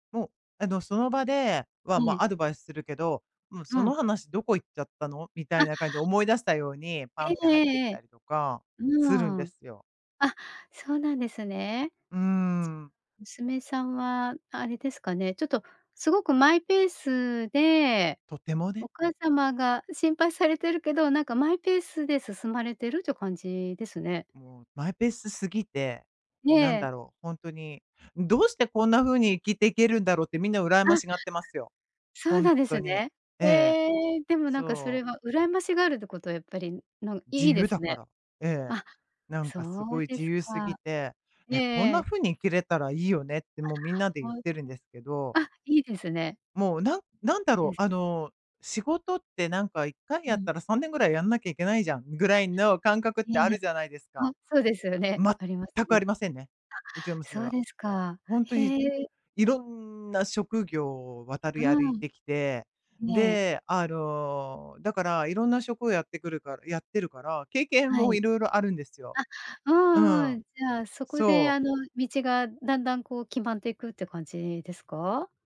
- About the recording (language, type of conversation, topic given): Japanese, advice, 起業することを家族にどう説明すればよいですか？
- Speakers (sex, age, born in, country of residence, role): female, 50-54, Japan, Japan, advisor; female, 55-59, Japan, United States, user
- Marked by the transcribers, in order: other noise; other background noise